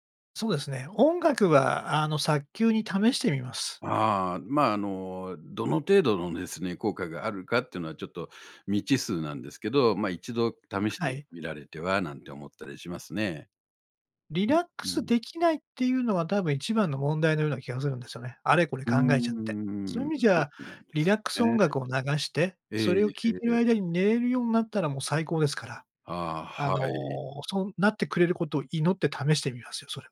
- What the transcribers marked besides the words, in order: other background noise
- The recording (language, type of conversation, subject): Japanese, advice, 夜に何時間も寝つけないのはどうすれば改善できますか？